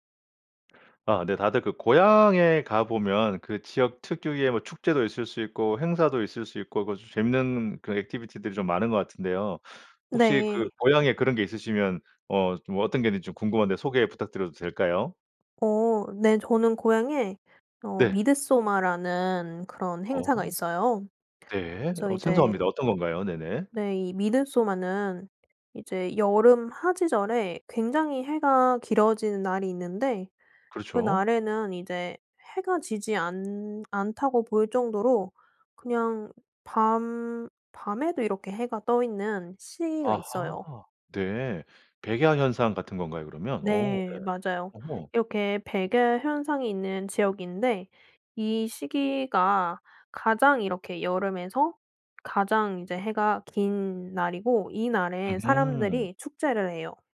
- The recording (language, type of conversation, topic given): Korean, podcast, 고향에서 열리는 축제나 행사를 소개해 주실 수 있나요?
- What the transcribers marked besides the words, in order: other background noise; tapping